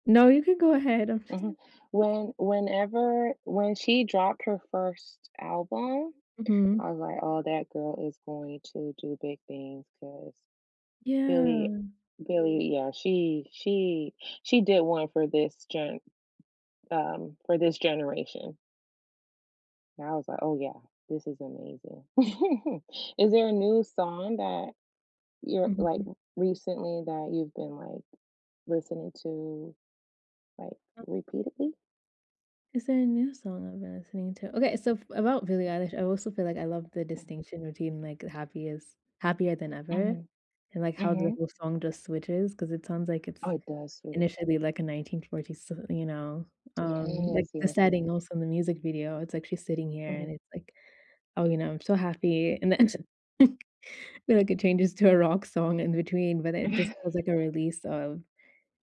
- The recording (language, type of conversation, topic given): English, unstructured, How do you balance nostalgic songs with new discoveries when creating a playlist?
- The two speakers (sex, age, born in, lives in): female, 25-29, United States, United States; female, 30-34, South Korea, United States
- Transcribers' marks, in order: other background noise; tapping; giggle; laughing while speaking: "and then"; chuckle; chuckle